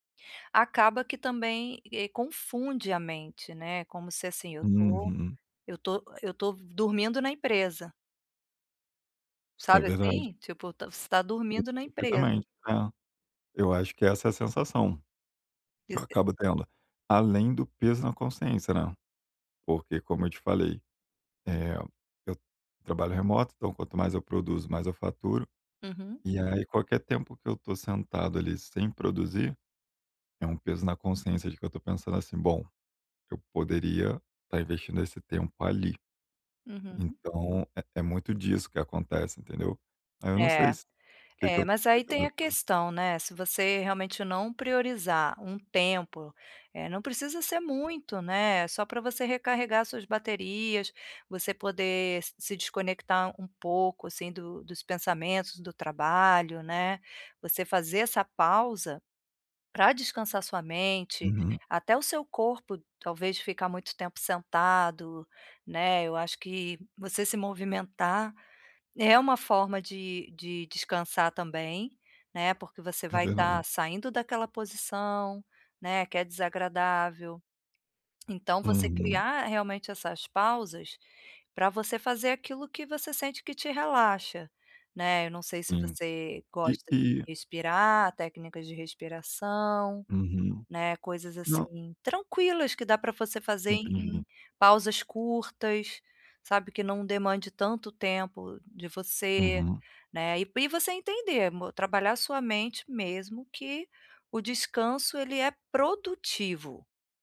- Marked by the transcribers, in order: other background noise; tapping
- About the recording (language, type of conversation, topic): Portuguese, advice, Como posso criar uma rotina calma para descansar em casa?
- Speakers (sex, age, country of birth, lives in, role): female, 45-49, Brazil, Portugal, advisor; male, 35-39, Brazil, Germany, user